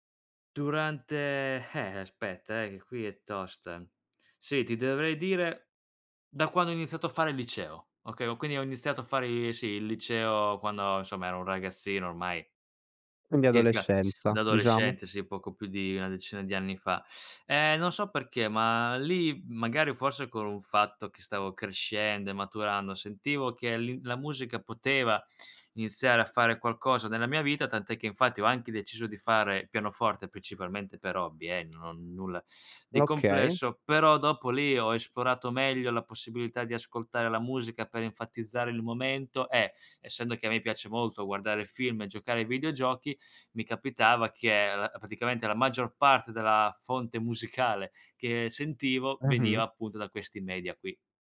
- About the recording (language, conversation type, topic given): Italian, podcast, Che rapporto hai con la musica nella vita di tutti i giorni?
- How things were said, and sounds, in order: tapping